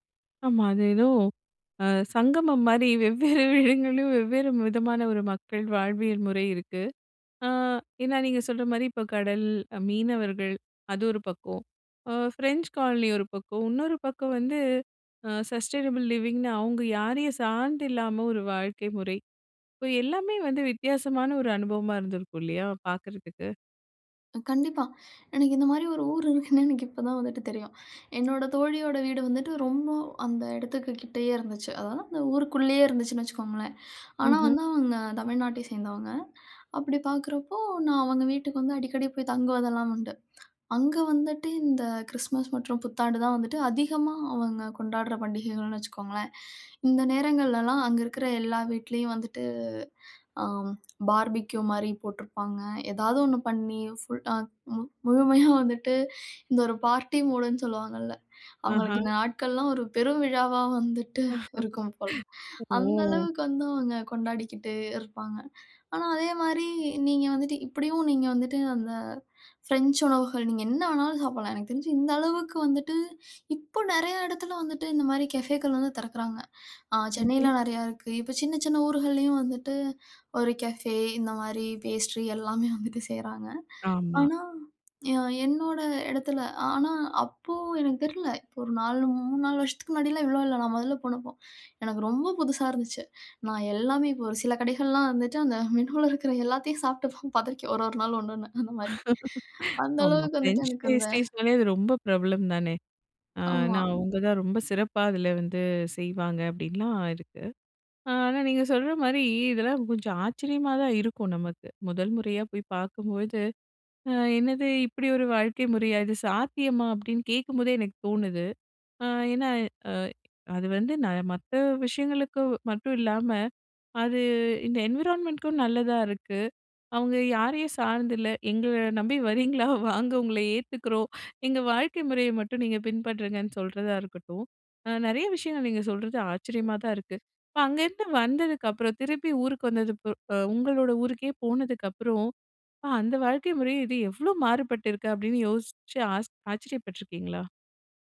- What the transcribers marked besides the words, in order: laughing while speaking: "வெவ்வேறு இடங்கள்லயும் வெவ்வேறு"; in English: "சஸ்டெய்னபிள் லிவிங்ன்னு"; inhale; inhale; inhale; inhale; tsk; inhale; drawn out: "வந்துட்டு"; inhale; lip smack; inhale; inhale; surprised: "அவங்களுக்கு இந்த நாட்கள்லாம் ஒரு பெரும் விழாவா வந்துட்டு இருக்கும் போல"; other background noise; chuckle; inhale; inhale; inhale; inhale; inhale; in English: "பேஸ்ட்ரி"; inhale; inhale; chuckle; other noise; laughing while speaking: "அந்த அளவுக்கு வந்துட்டு எனக்கு இந்த"; "ஏன்னா" said as "நா"; surprised: "ஆனா, நீங்க சொல்ற மாரி இதெல்லாம் … இது எவ்வளோ மாறுபட்டிருக்கு"; drawn out: "அது"; laughing while speaking: "வரீங்களா வாங்க, உங்களை ஏத்துக்கிறோம். எங்க வாழ்க்கை முறையை மட்டும் நீங்கள் பின்பற்றுங்கன்னு"; inhale; anticipating: "அப்படின்னு யோசிச்சு ஆஸ் ஆச்சரியப்பட்டுருக்கீங்களா?"
- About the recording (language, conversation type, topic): Tamil, podcast, சுற்றுலா இடம் அல்லாமல், மக்கள் வாழ்வை உணர்த்திய ஒரு ஊரைப் பற்றி நீங்கள் கூற முடியுமா?